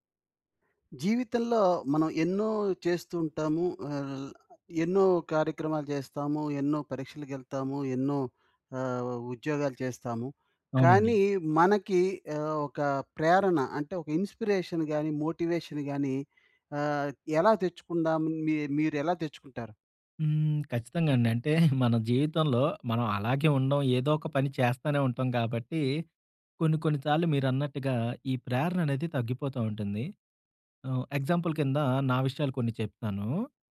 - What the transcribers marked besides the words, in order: other background noise; in English: "ఇన్‌స్పిరేషన్"; in English: "మోటివేషన్"; chuckle; in English: "ఎగ్జాంపుల్"
- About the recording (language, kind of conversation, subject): Telugu, podcast, ప్రేరణ లేకపోతే మీరు దాన్ని ఎలా తెచ్చుకుంటారు?